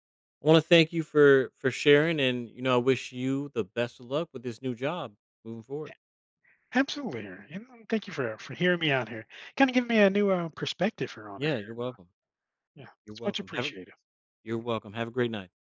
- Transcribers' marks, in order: none
- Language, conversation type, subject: English, advice, How can I find meaning in my job?
- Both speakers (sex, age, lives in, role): male, 35-39, United States, advisor; male, 45-49, United States, user